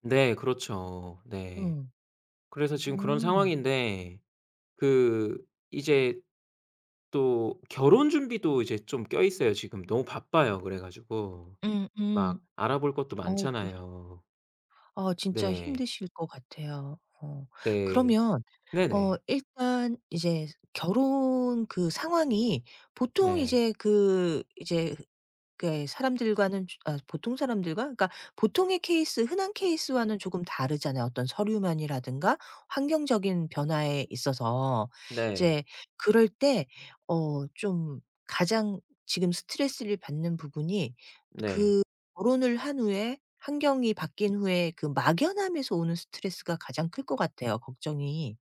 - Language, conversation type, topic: Korean, advice, 연애나 결혼처럼 관계에 큰 변화가 생길 때 불안을 어떻게 다루면 좋을까요?
- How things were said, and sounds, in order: other background noise; tapping